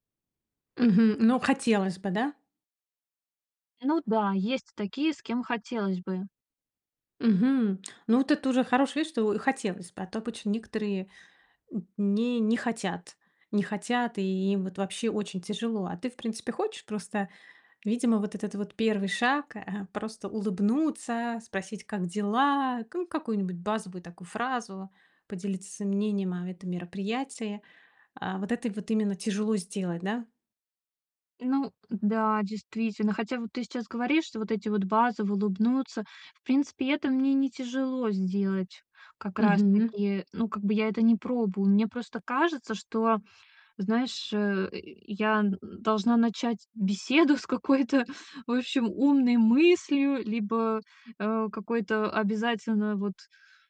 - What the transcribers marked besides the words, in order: other noise; laughing while speaking: "с какой-то"
- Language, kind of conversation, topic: Russian, advice, Почему я чувствую себя одиноко на вечеринках и праздниках?